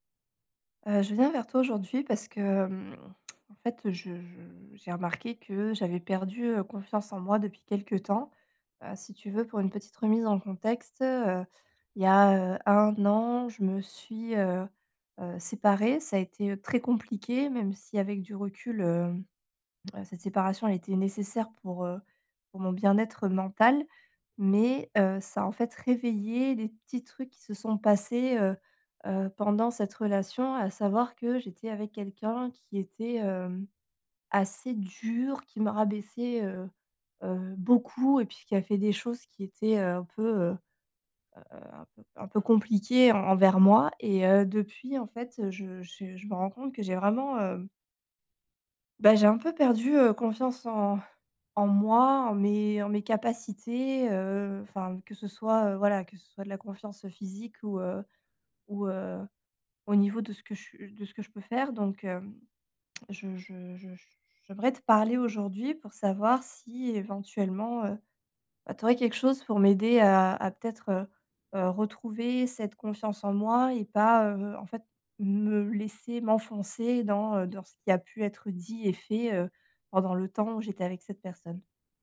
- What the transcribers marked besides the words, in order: stressed: "très"
- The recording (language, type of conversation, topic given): French, advice, Comment retrouver confiance en moi après une rupture émotionnelle ?